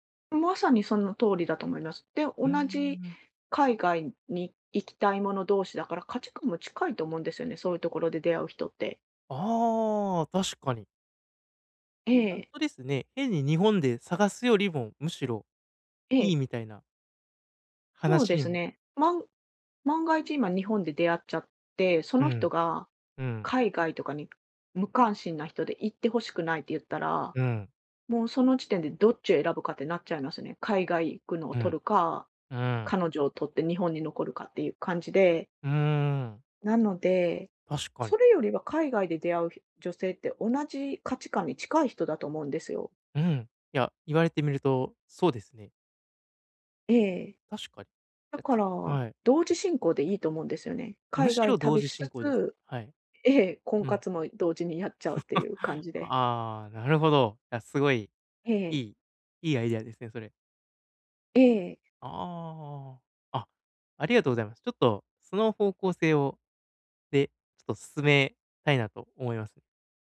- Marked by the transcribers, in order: unintelligible speech; chuckle
- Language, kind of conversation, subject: Japanese, advice, 大きな決断で後悔を避けるためには、どのように意思決定すればよいですか？